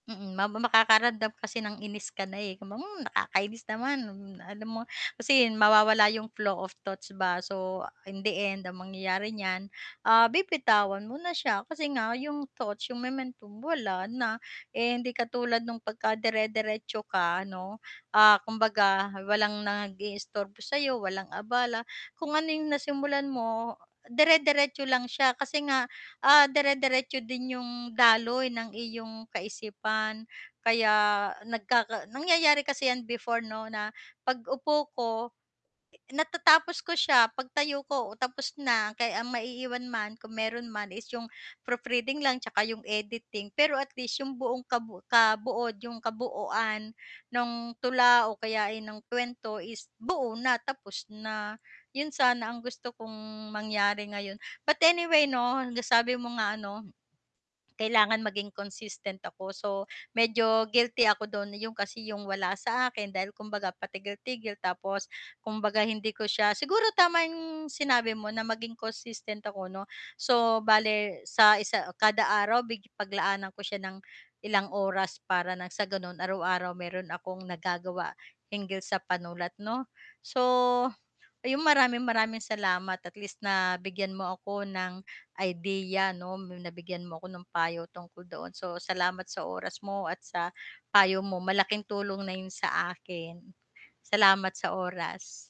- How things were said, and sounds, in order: in English: "flow of thoughts"; tapping; "momentum" said as "mementum"
- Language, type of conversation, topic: Filipino, advice, Paano ko mapapanatili ang motibasyon ko hanggang makamit ko ang layunin ko?